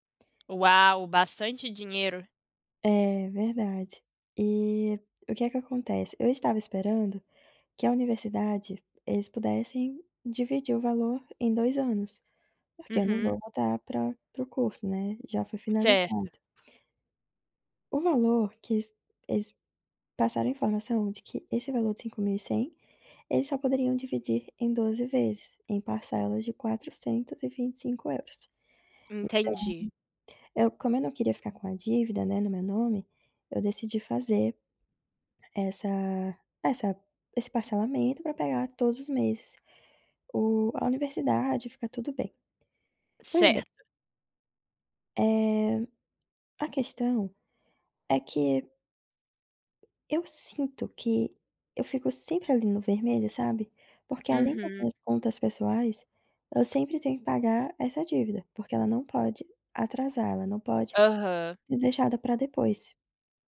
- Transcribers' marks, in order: none
- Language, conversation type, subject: Portuguese, advice, Como posso priorizar pagamentos e reduzir minhas dívidas de forma prática?